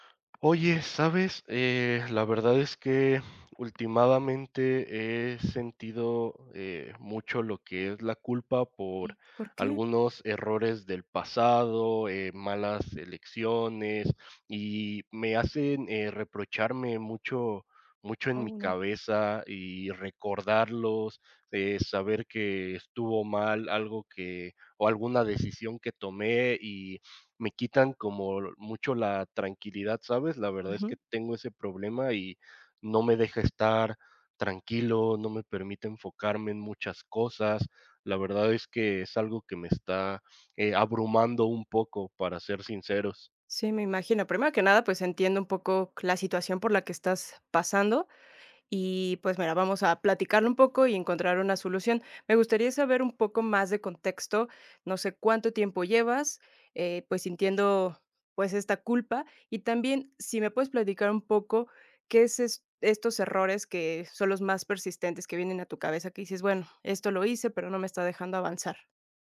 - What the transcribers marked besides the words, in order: none
- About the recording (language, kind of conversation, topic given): Spanish, advice, ¿Cómo puedo manejar un sentimiento de culpa persistente por errores pasados?